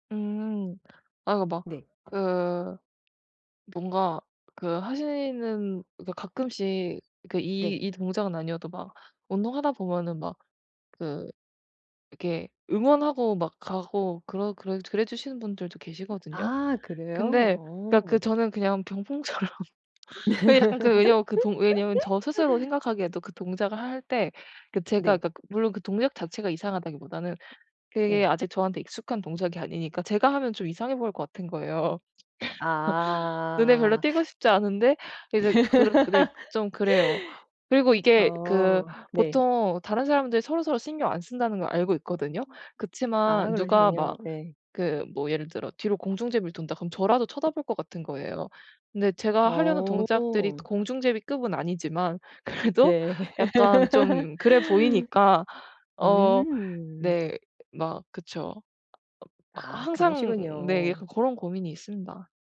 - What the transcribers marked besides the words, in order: other background noise; laughing while speaking: "병풍처럼"; laugh; laugh; laugh; tapping; laugh; laughing while speaking: "그래도"
- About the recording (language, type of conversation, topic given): Korean, advice, 남의 시선에 흔들리지 않고 내 개성을 어떻게 지킬 수 있을까요?